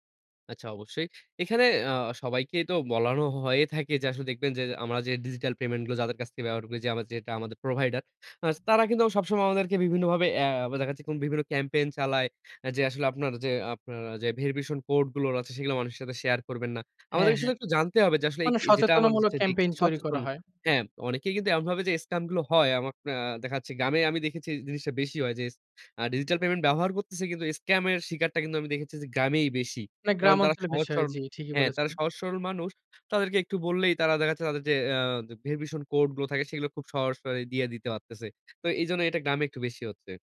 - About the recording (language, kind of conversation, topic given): Bengali, podcast, ডিজিটাল পেমেন্ট ব্যবহার করলে সুবিধা ও ঝুঁকি কী কী মনে হয়?
- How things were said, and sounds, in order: other background noise; "সচেতনতামূলক" said as "সচেতনামূলক"; "স্কাম" said as "স্টেম"; "সহজ" said as "সহস"